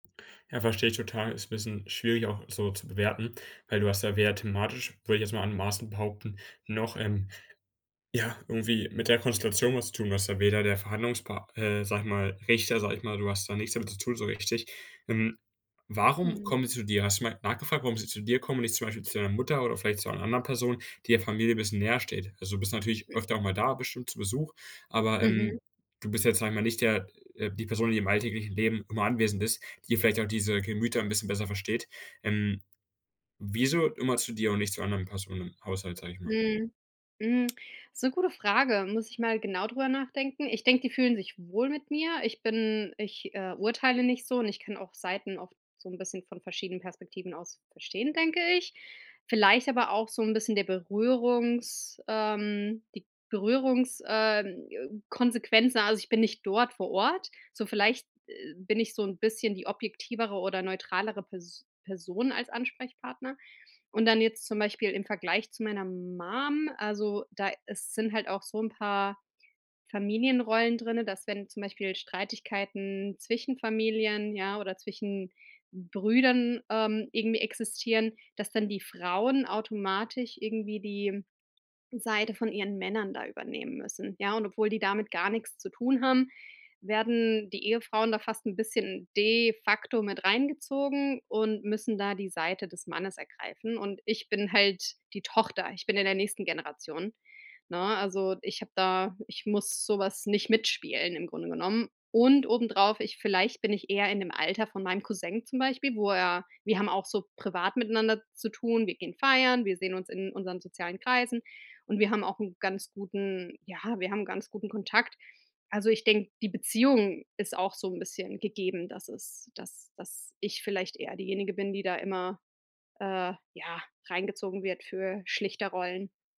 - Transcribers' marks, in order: other noise; put-on voice: "Mum"; drawn out: "de"
- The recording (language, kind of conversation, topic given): German, advice, Wie können wir Rollen und Aufgaben in der erweiterten Familie fair aufteilen?